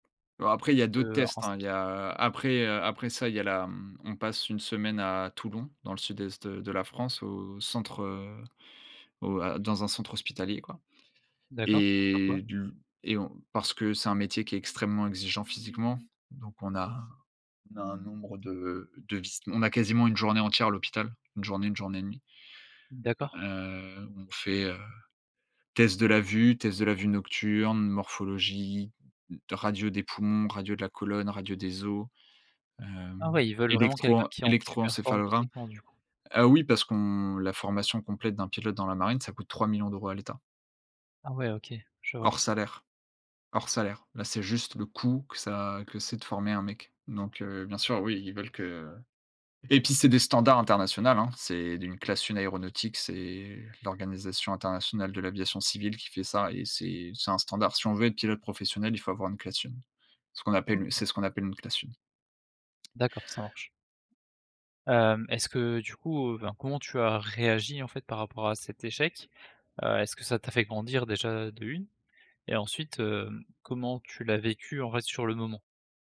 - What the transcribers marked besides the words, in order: unintelligible speech; other background noise; tapping
- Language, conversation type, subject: French, podcast, Peux-tu nous parler d’un échec qui t’a fait grandir ?